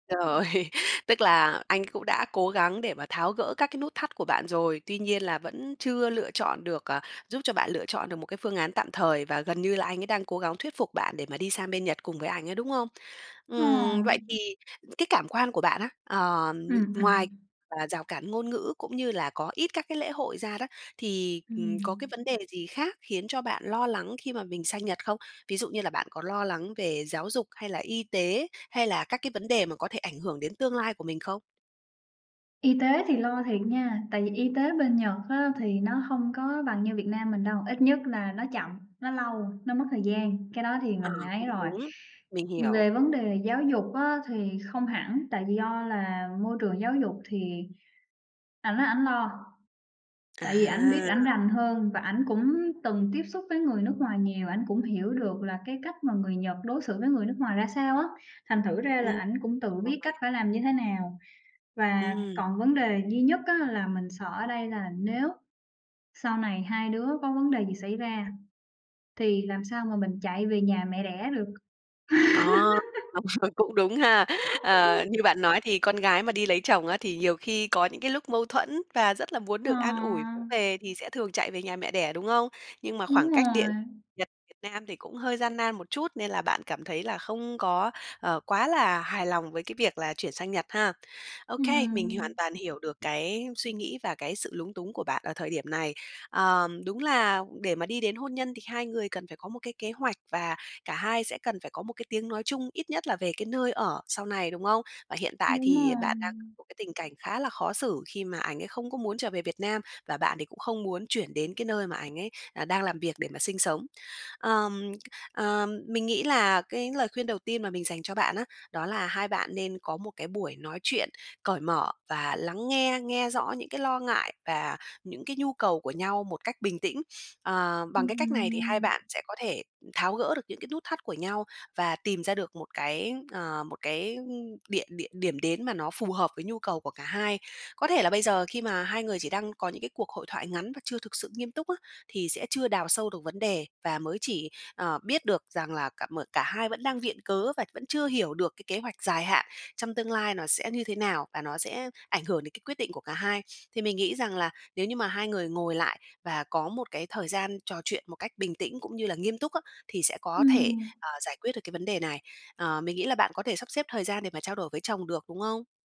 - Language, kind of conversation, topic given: Vietnamese, advice, Bạn nên làm gì khi vợ/chồng không muốn cùng chuyển chỗ ở và bạn cảm thấy căng thẳng vì phải lựa chọn?
- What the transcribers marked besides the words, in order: laughing while speaking: "Rồi"; tapping; other background noise; laughing while speaking: "đúng rồi"; laugh; unintelligible speech; laugh; unintelligible speech; other noise